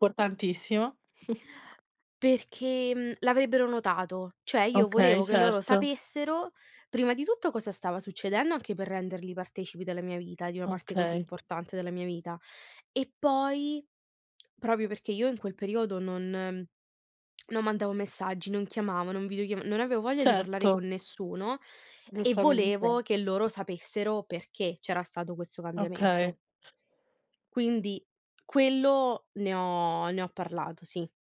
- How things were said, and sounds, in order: "Portantissimo" said as "Importantissimo"; chuckle; other background noise; stressed: "perché"
- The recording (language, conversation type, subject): Italian, unstructured, Come ti senti quando parli delle tue emozioni con gli altri?